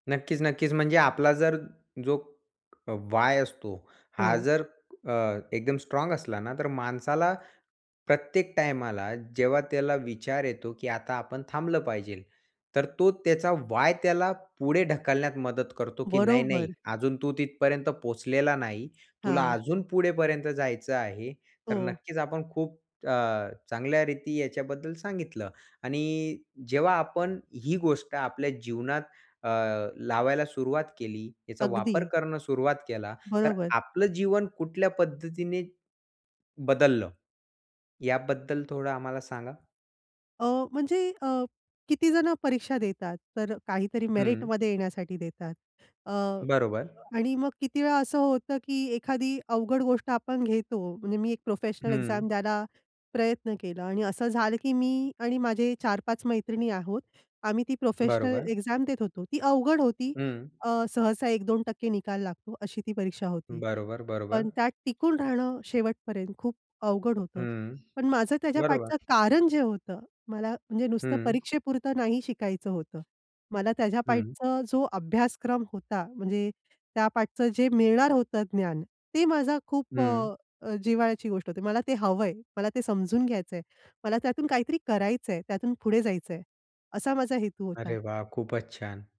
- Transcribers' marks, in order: tapping; other background noise; background speech; in English: "एक्झाम"; in English: "एक्झाम"; bird
- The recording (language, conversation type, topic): Marathi, podcast, तुम्हाला सर्वसाधारणपणे प्रेरणा कुठून मिळते?